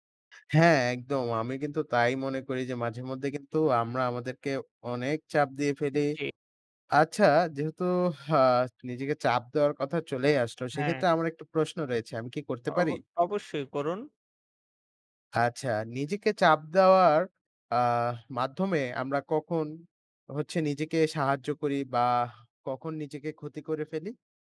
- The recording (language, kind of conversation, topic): Bengali, unstructured, নিজের ওপর চাপ দেওয়া কখন উপকার করে, আর কখন ক্ষতি করে?
- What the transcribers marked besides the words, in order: none